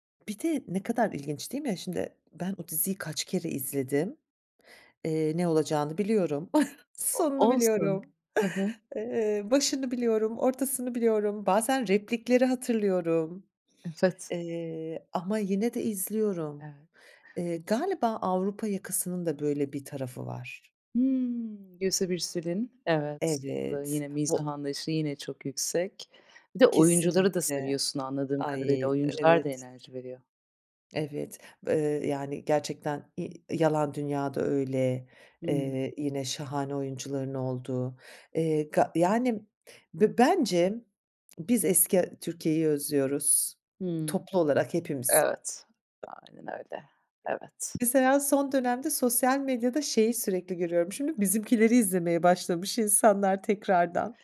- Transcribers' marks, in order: tapping; chuckle; other background noise
- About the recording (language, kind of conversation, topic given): Turkish, podcast, Nostalji neden bu kadar insanı cezbediyor, ne diyorsun?